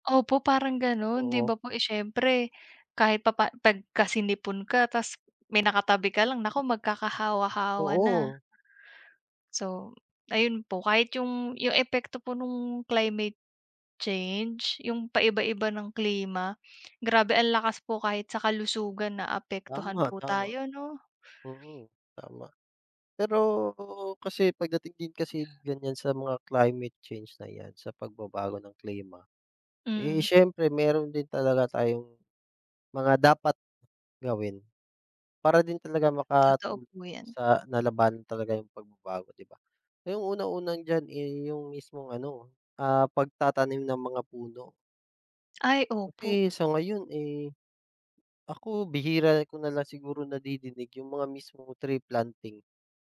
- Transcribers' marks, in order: in English: "climate change"; in English: "climate change"; in English: "tree planting"
- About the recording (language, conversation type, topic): Filipino, unstructured, Ano ang epekto ng pagbabago ng klima sa mundo?